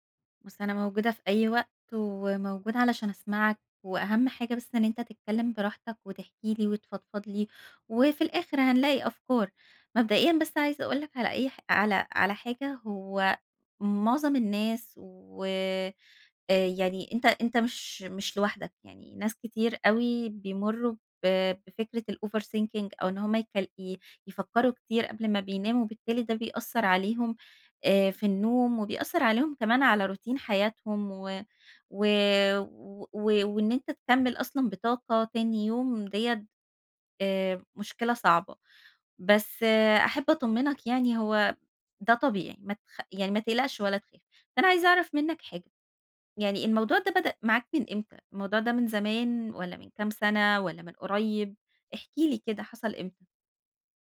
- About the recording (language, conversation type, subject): Arabic, advice, إزاي بتمنعك الأفكار السريعة من النوم والراحة بالليل؟
- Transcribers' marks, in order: in English: "الoverthinking"; in English: "روتين"